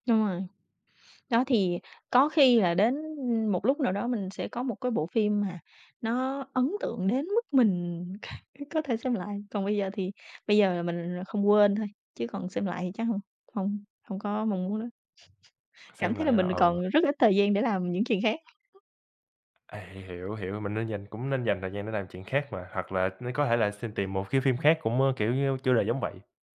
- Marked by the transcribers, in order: other noise; tapping; sniff; unintelligible speech
- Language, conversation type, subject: Vietnamese, unstructured, Phim nào khiến bạn nhớ mãi không quên?